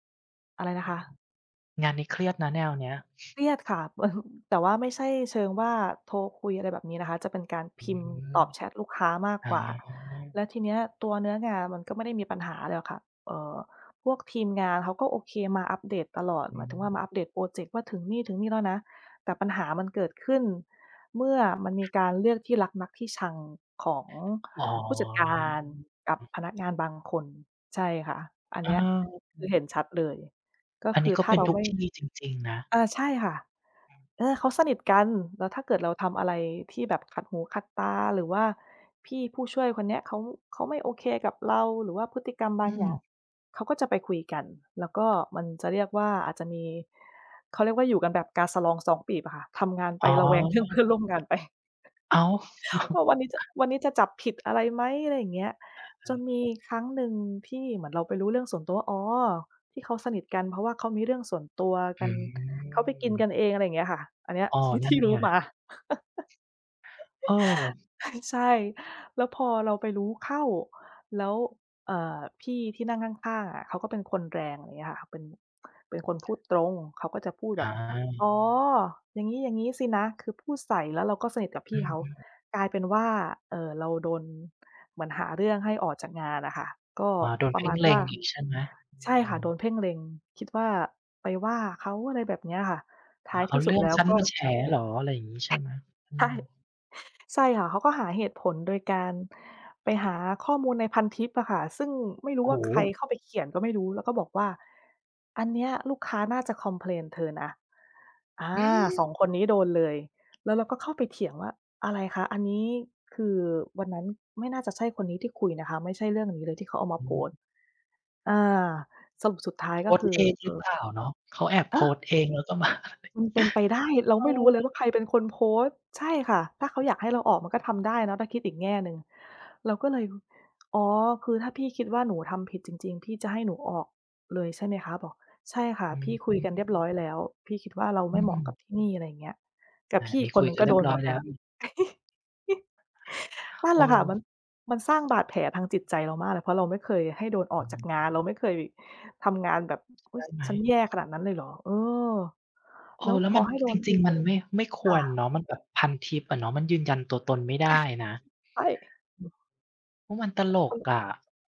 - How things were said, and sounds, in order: chuckle; other background noise; drawn out: "อ๋อ"; tapping; laughing while speaking: "เรื่องเพื่อนร่วมงาน"; laugh; chuckle; drawn out: "อืม"; laughing while speaking: "ที่ ที่รู้มา"; laugh; surprised: "หือ !"; chuckle; laugh; chuckle; laughing while speaking: "ใช่"
- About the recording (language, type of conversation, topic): Thai, unstructured, คุณเคยมีประสบการณ์ที่ได้เรียนรู้จากความขัดแย้งไหม?